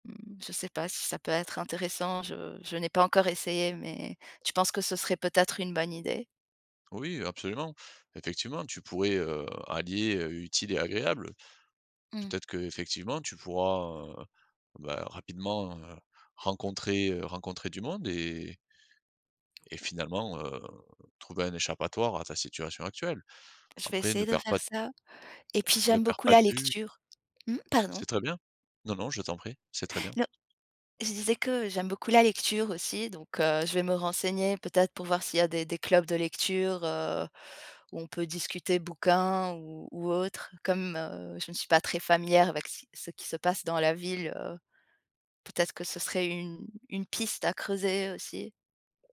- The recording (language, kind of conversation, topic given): French, advice, Comment gérez-vous le sentiment d’isolement après un changement majeur de vie ?
- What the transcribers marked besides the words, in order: other background noise; stressed: "piste"